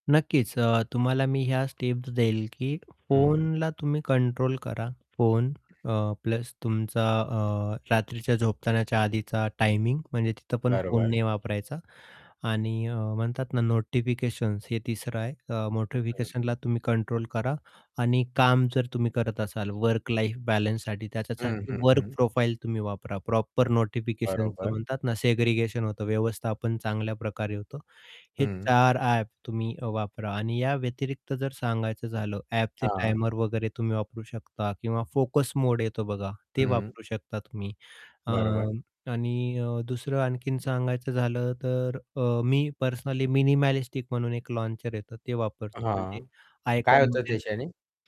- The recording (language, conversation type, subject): Marathi, podcast, डिजिटल ब्रेक कधी घ्यावा आणि किती वेळा घ्यावा?
- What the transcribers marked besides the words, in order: in English: "स्टेप्स"; tapping; static; other background noise; distorted speech; in English: "वर्क लाईफ बॅलन्ससाठी"; in English: "प्रॉपर"; in English: "मिनिमॅलिस्टिक"